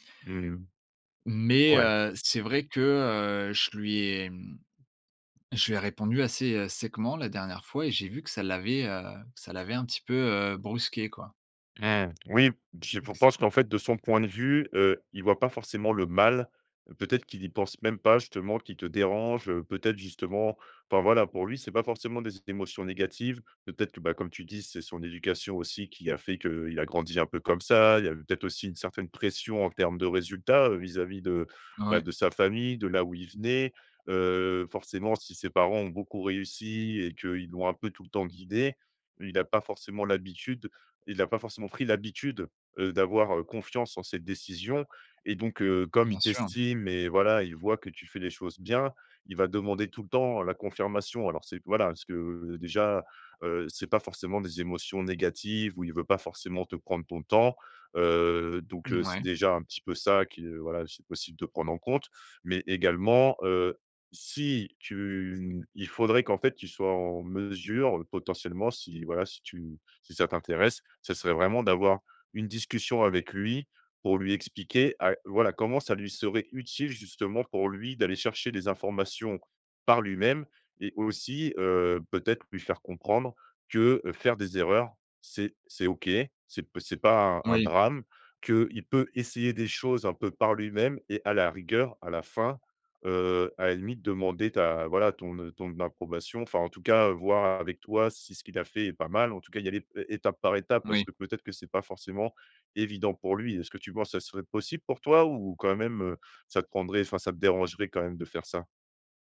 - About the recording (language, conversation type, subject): French, advice, Comment poser des limites à un ami qui te demande trop de temps ?
- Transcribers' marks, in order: "séchement" said as "séquement"